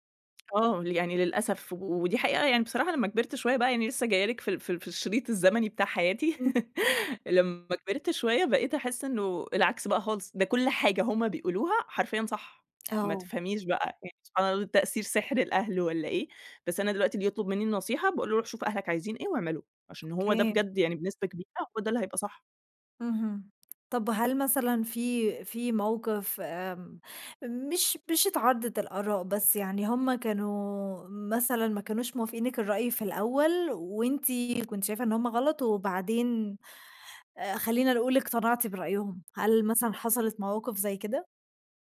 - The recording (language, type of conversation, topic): Arabic, podcast, قد إيه بتأثر بآراء أهلك في قراراتك؟
- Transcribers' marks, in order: laugh; tapping